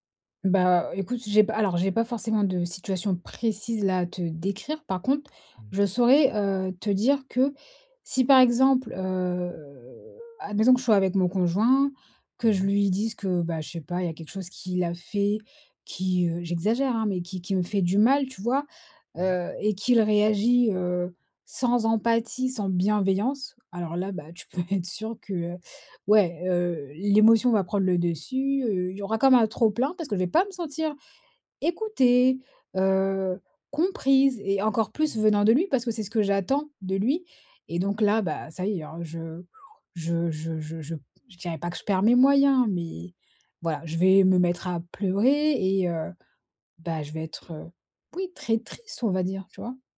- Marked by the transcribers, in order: drawn out: "heu"; laughing while speaking: "tu"; whistle
- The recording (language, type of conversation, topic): French, advice, Comment communiquer quand les émotions sont vives sans blesser l’autre ni soi-même ?